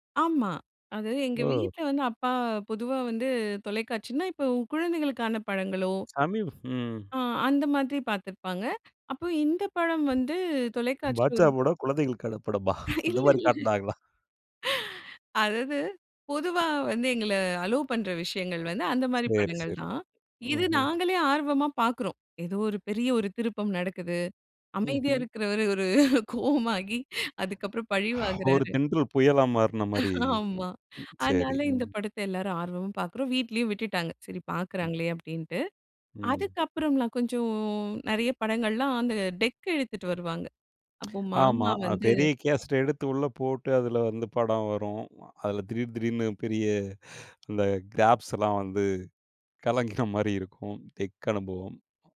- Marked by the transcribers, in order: "படங்களோ" said as "பழங்களோ"; other noise; laughing while speaking: "பாட்ஷா படம் குழந்தைகளுக்கான படமா? அந்த மாதிரி காட்டினாங்களா"; laughing while speaking: "இல்ல, இல்ல"; in English: "அலோவ்"; tapping; laughing while speaking: "ஒரு கோவமாகி அதுக்கப்புறம் பழி வாங்குறாரு"; yawn; laugh; in English: "டெக்"; in English: "கிராப்ஸ்"; in English: "டெக்"
- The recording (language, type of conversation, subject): Tamil, podcast, முதல் முறையாக நீங்கள் பார்த்த படம் குறித்து உங்களுக்கு நினைவில் இருப்பது என்ன?